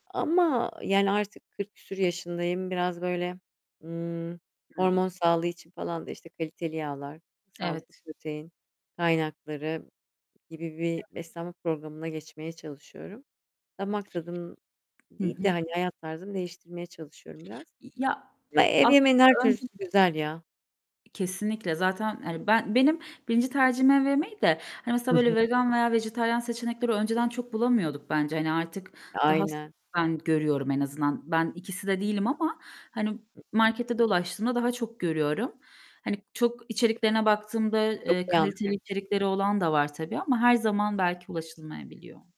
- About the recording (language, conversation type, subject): Turkish, unstructured, Ev yapımı yemekler seni her zaman mutlu eder mi?
- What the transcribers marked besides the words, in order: static; other background noise; tapping; distorted speech